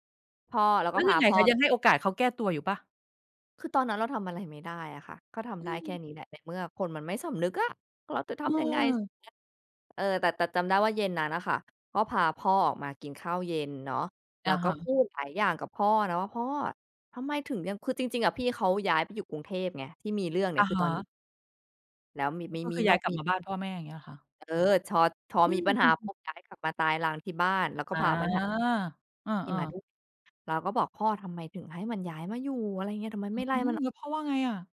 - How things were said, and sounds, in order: tapping; other background noise
- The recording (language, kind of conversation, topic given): Thai, podcast, อะไรช่วยให้ความไว้ใจกลับมาหลังจากมีการโกหก?